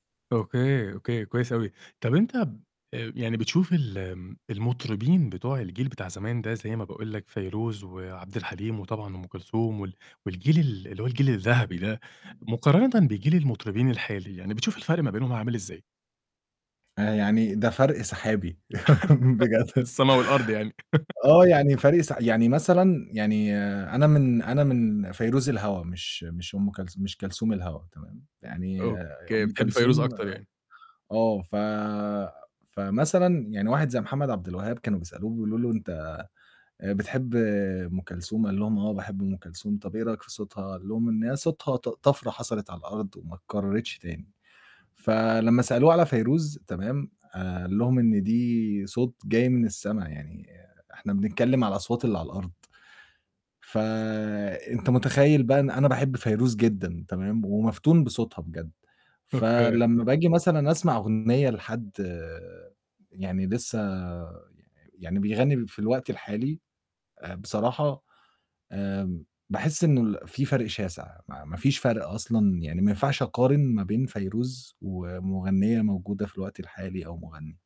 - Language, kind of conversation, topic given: Arabic, podcast, ذوقك الموسيقي اتغير إزاي من زمان لحد دلوقتي؟
- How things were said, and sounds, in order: chuckle; laughing while speaking: "بجد"; laugh; distorted speech